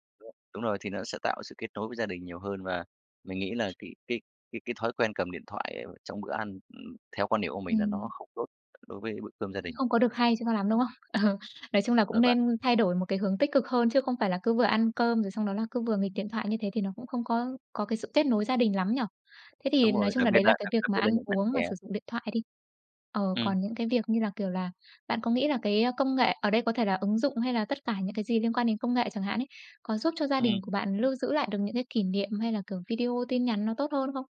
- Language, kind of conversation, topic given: Vietnamese, podcast, Công nghệ đã thay đổi các mối quan hệ trong gia đình bạn như thế nào?
- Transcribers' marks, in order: other background noise; tapping; laughing while speaking: "Ờ"